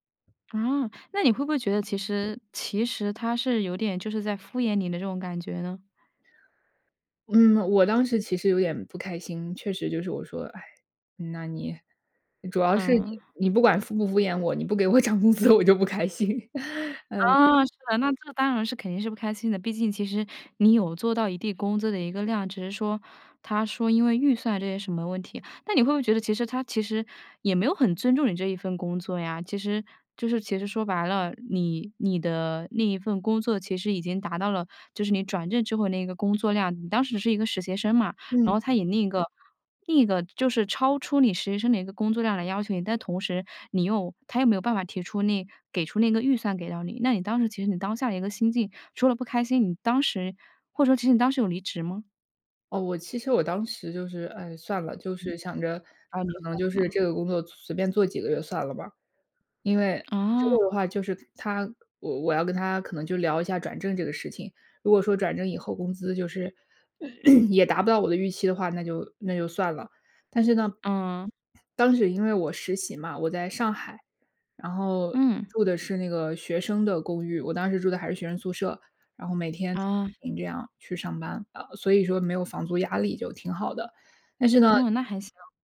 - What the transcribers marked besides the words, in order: other background noise; laughing while speaking: "我涨工资，我就不开心"; laugh; "一定" said as "一地"; "实习生" said as "实鞋生"; tapping; throat clearing; unintelligible speech
- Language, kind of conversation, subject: Chinese, podcast, 你是怎么争取加薪或更好的薪酬待遇的？